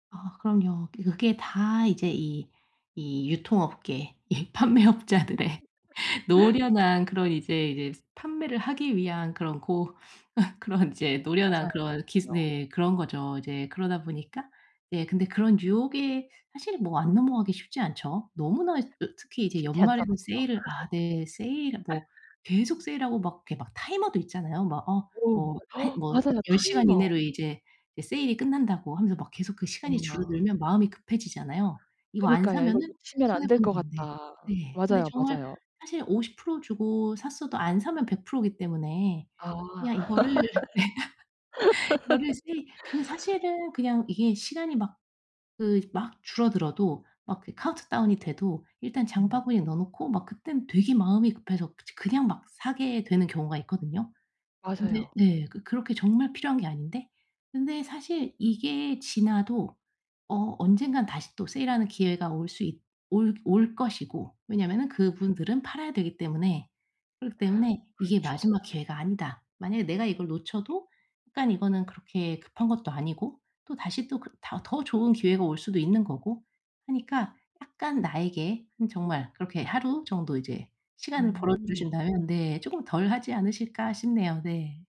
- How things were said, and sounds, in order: laughing while speaking: "이 판매업자들의"; laugh; laugh; unintelligible speech; other background noise; laugh; unintelligible speech; gasp; laugh; gasp
- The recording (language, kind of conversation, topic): Korean, advice, 지출을 통제하기가 어려워서 걱정되는데, 어떻게 하면 좋을까요?